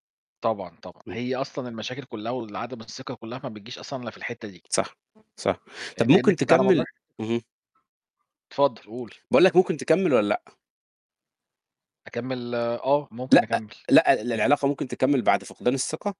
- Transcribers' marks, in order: mechanical hum; other background noise; unintelligible speech
- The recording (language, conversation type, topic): Arabic, unstructured, هل ممكن العلاقة تكمل بعد ما الثقة تضيع؟